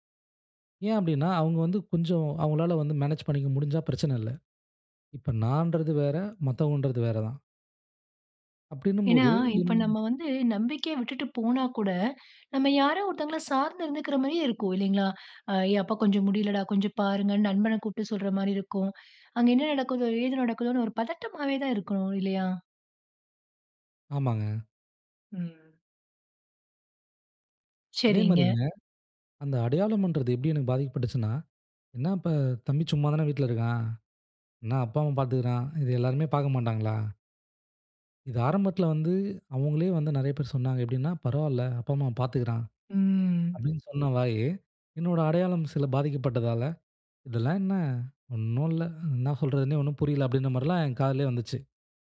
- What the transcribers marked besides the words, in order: other background noise; unintelligible speech
- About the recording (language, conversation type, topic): Tamil, podcast, பணியில் தோல்வி ஏற்பட்டால் உங்கள் அடையாளம் பாதிக்கப்படுமா?